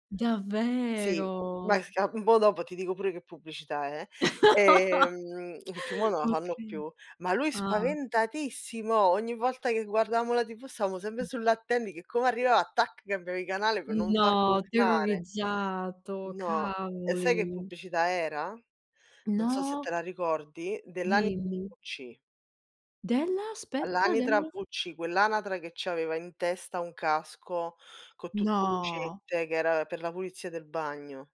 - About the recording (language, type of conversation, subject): Italian, unstructured, Ti dà fastidio quando la pubblicità rovina un film?
- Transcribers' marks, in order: "po'" said as "bò"; laugh; "perchè" said as "pecchè"; "guardavamo" said as "guardaamo"; "stavamo" said as "staamo"; "anatra" said as "anitra"